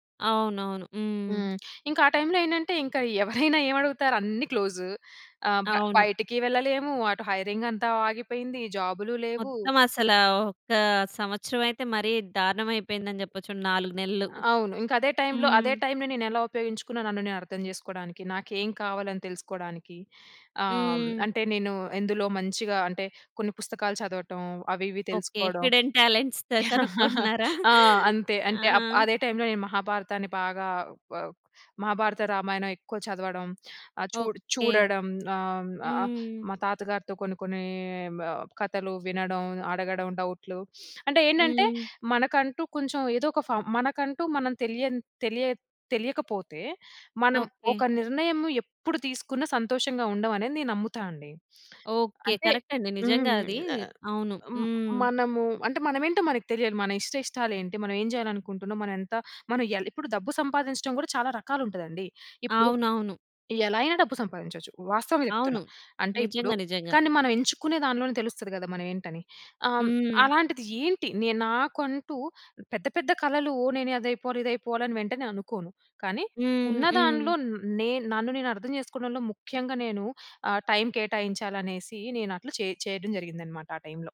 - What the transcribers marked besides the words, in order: in English: "టైమ్‌లో"; chuckle; in English: "క్లోజ్"; in English: "హైరింగ్"; in English: "టైమ్‌లో"; in English: "టైమ్‌లో"; in English: "హిడెన్ టాలెంట్స్‌తో"; giggle; in English: "టైమ్‌లో"; sniff; in English: "కరెక్ట్"; in English: "టైమ్"; in English: "టైమ్‌లో"
- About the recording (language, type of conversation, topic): Telugu, podcast, స్నేహితులు, కుటుంబంతో కలిసి ఉండటం మీ మానసిక ఆరోగ్యానికి ఎలా సహాయపడుతుంది?